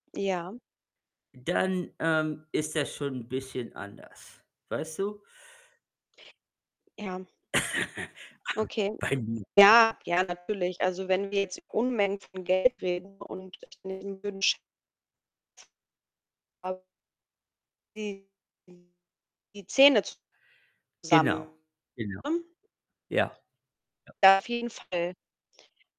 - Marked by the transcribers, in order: static; other background noise; laugh; distorted speech; unintelligible speech; unintelligible speech; unintelligible speech
- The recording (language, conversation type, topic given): German, unstructured, Was motiviert dich bei der Arbeit am meisten?